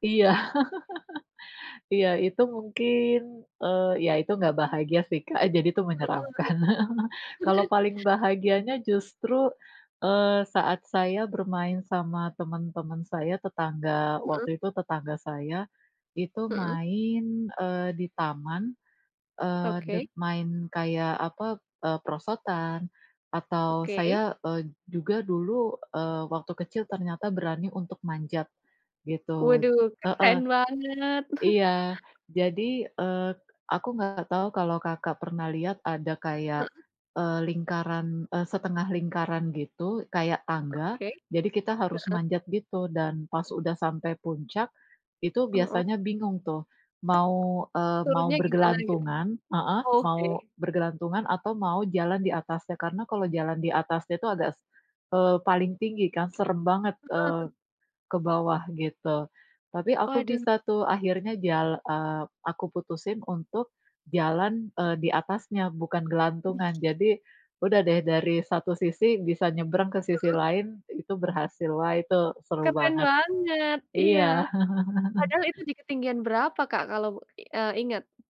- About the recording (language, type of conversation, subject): Indonesian, unstructured, Apa kenangan paling bahagia dari masa kecilmu?
- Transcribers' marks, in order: laugh; other background noise; laugh; laugh; laugh